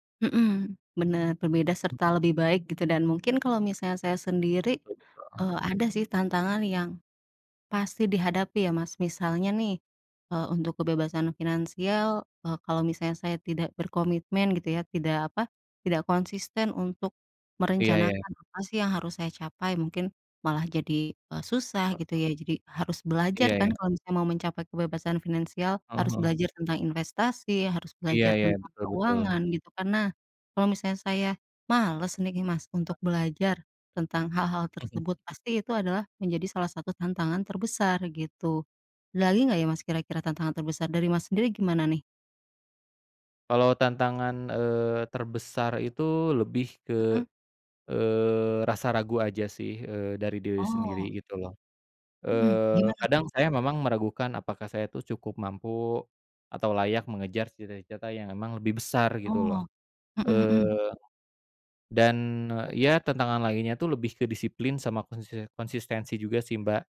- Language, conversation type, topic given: Indonesian, unstructured, Bagaimana kamu membayangkan hidupmu lima tahun ke depan?
- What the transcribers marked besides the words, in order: other background noise